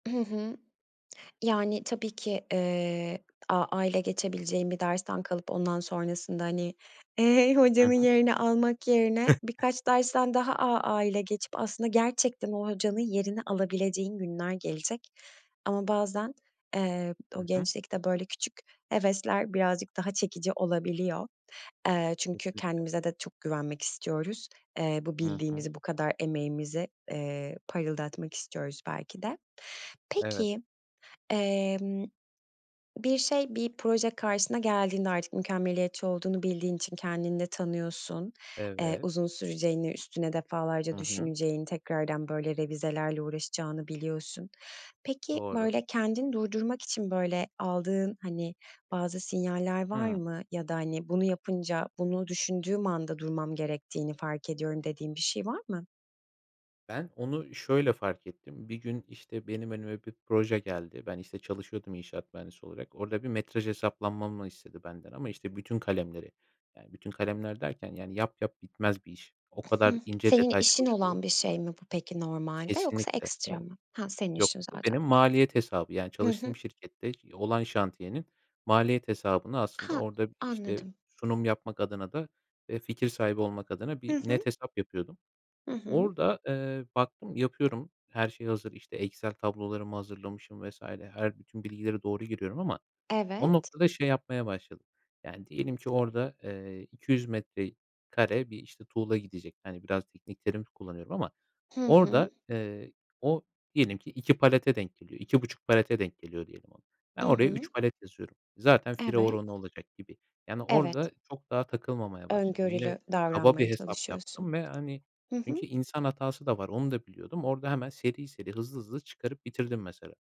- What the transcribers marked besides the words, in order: tapping; other background noise; chuckle; unintelligible speech
- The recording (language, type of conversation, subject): Turkish, podcast, Mükemmeliyetçilik üretkenliği nasıl etkiler ve bunun üstesinden nasıl gelinebilir?